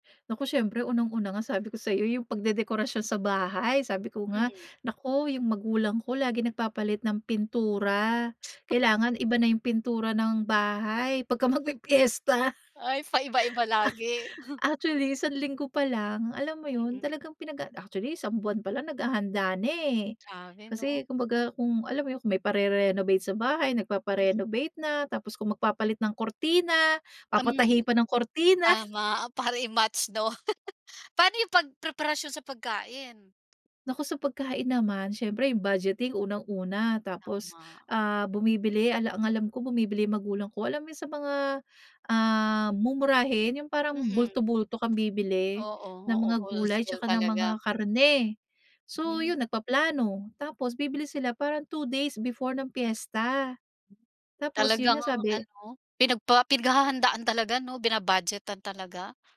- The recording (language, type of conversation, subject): Filipino, podcast, Ano ang kahalagahan ng pistahan o salu-salo sa inyong bayan?
- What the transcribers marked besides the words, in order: tapping; laughing while speaking: "magpipiyesta"; chuckle; other background noise; chuckle